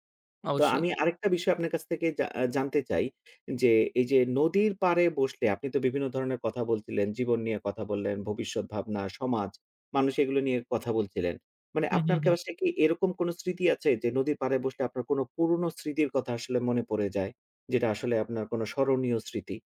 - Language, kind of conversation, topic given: Bengali, podcast, নদী বা খালের পাড়ে বসলে আপনি সাধারণত কী নিয়ে ভাবেন?
- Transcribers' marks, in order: tapping